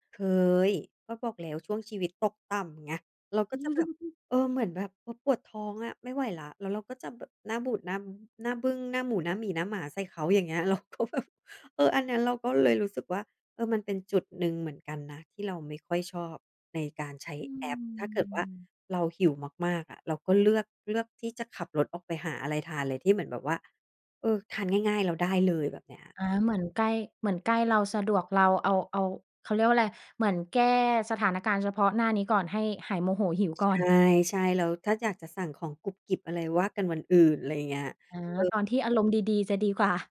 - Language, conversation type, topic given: Thai, podcast, คุณใช้บริการส่งอาหารบ่อยแค่ไหน และมีอะไรที่ชอบหรือไม่ชอบเกี่ยวกับบริการนี้บ้าง?
- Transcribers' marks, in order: chuckle; laughing while speaking: "เราก็แบบ"; tapping; drawn out: "อืม"; laughing while speaking: "กว่า"